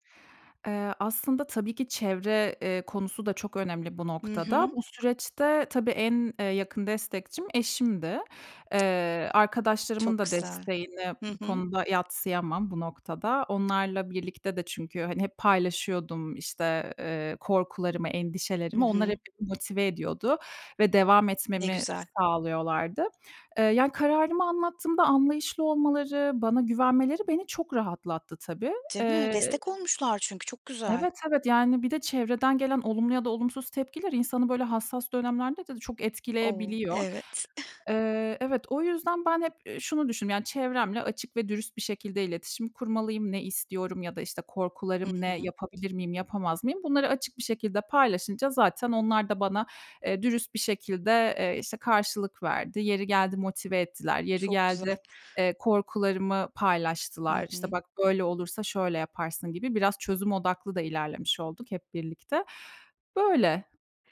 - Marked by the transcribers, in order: other background noise; tapping; chuckle
- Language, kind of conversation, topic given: Turkish, podcast, Kariyer değişikliğine karar verirken nelere dikkat edersin?
- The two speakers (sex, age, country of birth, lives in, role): female, 30-34, Turkey, Germany, guest; female, 35-39, Turkey, Germany, host